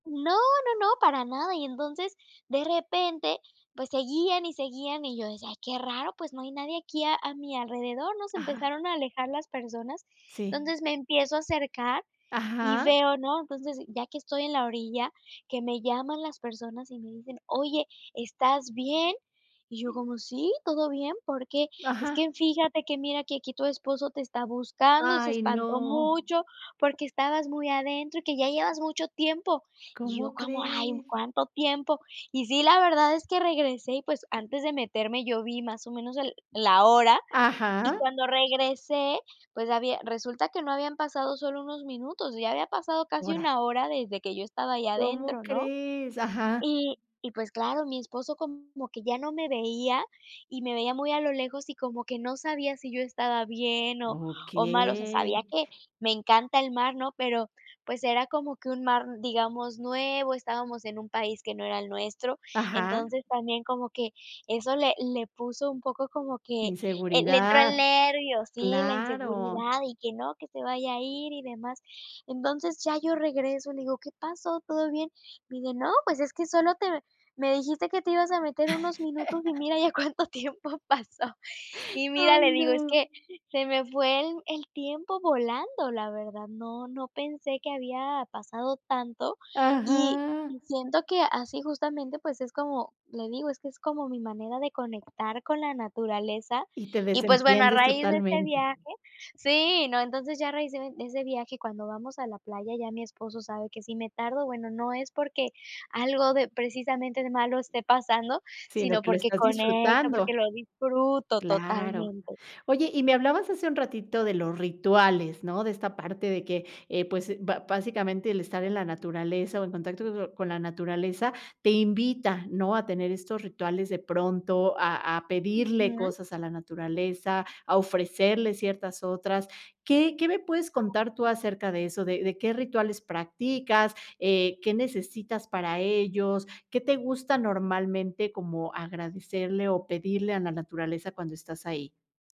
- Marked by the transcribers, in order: other background noise; laugh; laughing while speaking: "mira ya cuánto tiempo pasó"
- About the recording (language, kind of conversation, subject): Spanish, podcast, ¿Qué te conecta con la naturaleza?